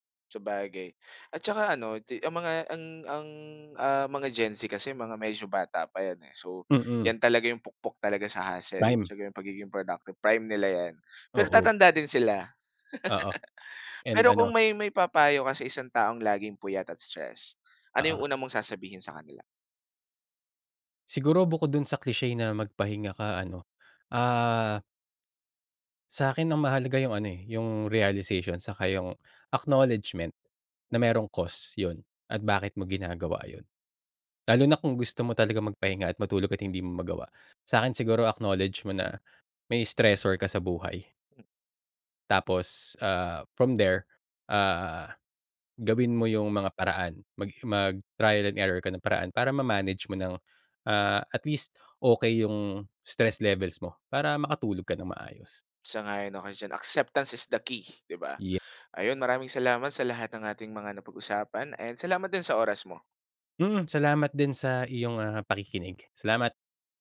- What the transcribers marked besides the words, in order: in English: "hustle"; chuckle; in English: "cliche"; in English: "stressor"; in English: "stress levels"; tapping
- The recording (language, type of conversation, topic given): Filipino, podcast, Ano ang papel ng pagtulog sa pamamahala ng stress mo?